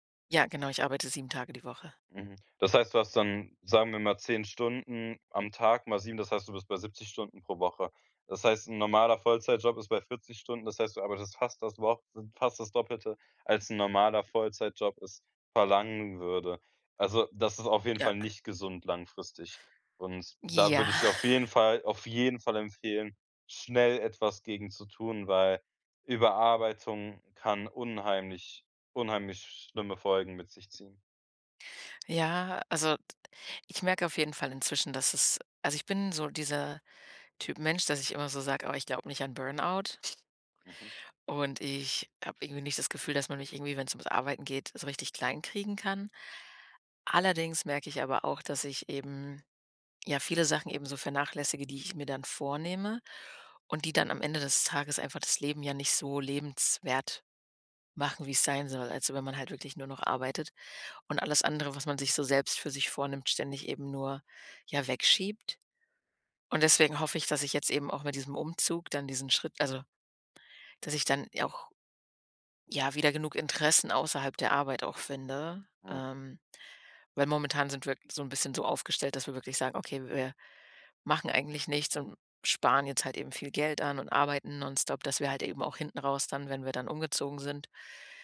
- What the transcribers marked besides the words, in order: chuckle; stressed: "jeden Fall"
- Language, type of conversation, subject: German, advice, Wie plane ich eine Reise stressfrei und ohne Zeitdruck?